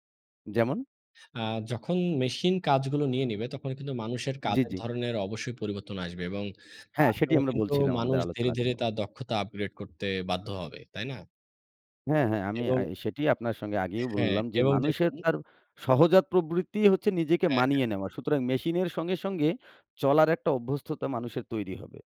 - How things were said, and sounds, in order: none
- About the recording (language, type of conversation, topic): Bengali, unstructured, স্বয়ংক্রিয় প্রযুক্তি কি মানুষের চাকরি কেড়ে নিচ্ছে?